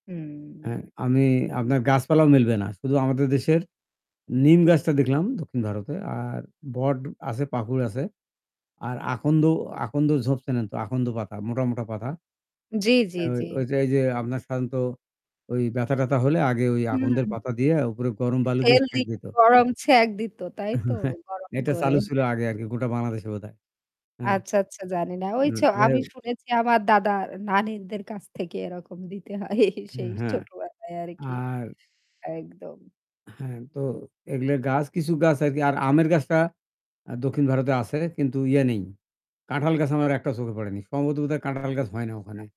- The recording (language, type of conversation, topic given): Bengali, unstructured, ভ্রমণে গিয়ে আপনার সবচেয়ে বড় অবাক হওয়ার মতো কোন ঘটনা ঘটেছিল?
- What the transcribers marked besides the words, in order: static; drawn out: "হুম"; other background noise; distorted speech; chuckle; other noise; laughing while speaking: "এই, সেই ছোটবেলায় আরকি"